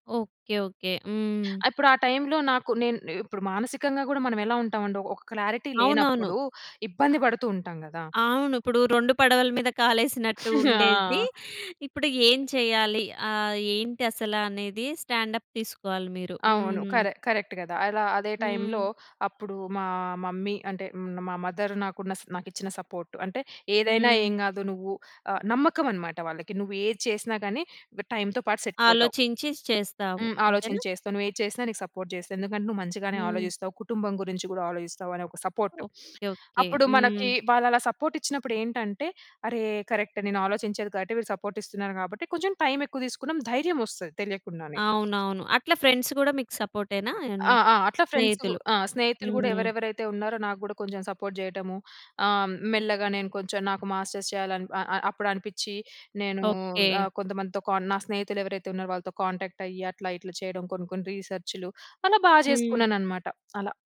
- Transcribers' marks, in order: in English: "టైమ్‌లో"; in English: "క్లారిటీ"; giggle; in English: "స్టాండప్"; in English: "కరెక్ట్"; in English: "టైమ్‌లో"; in English: "మదర్"; in English: "సపోర్ట్"; in English: "టైమ్‌తో"; in English: "సెట్"; in English: "సపోర్ట్"; in English: "సపోర్ట్"; sniff; in English: "సపోర్ట్"; in English: "కరెక్ట్"; in English: "సపోర్ట్"; in English: "టైమ్"; in English: "ఫ్రెండ్స్"; in English: "సపోర్ట్"; in English: "మాస్టర్స్"; in English: "కాంటాక్ట్"
- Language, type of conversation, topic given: Telugu, podcast, స్నేహితులు, కుటుంబంతో కలిసి ఉండటం మీ మానసిక ఆరోగ్యానికి ఎలా సహాయపడుతుంది?